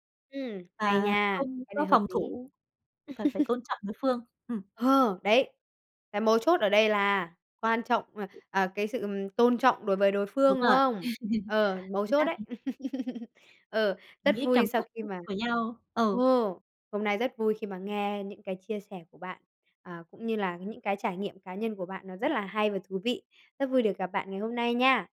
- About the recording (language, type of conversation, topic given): Vietnamese, podcast, Làm thế nào để biến lời khẳng định thành hành động cụ thể?
- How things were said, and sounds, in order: other background noise; laugh; tapping; laugh; unintelligible speech